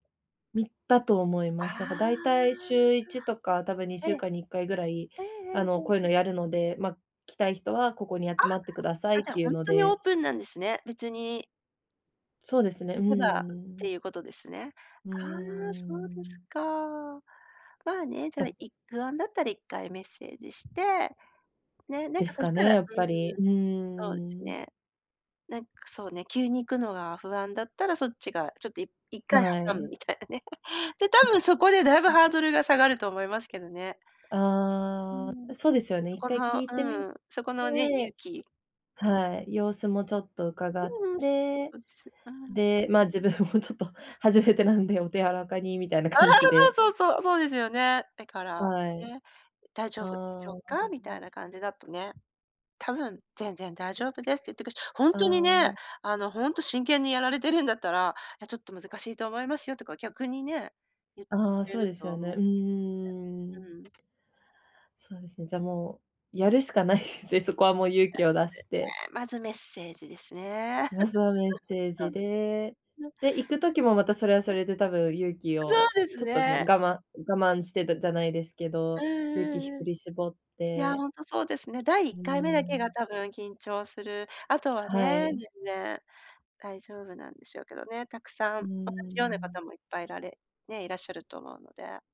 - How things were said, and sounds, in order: other background noise; laughing while speaking: "みたいなね"; tapping; other noise; laughing while speaking: "ちょっと初めてなんで"; laughing while speaking: "みたいな感じで"; laugh; unintelligible speech; laughing while speaking: "ないですね"; giggle
- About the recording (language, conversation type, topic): Japanese, advice, 一歩踏み出すのが怖いとき、どうすれば始められますか？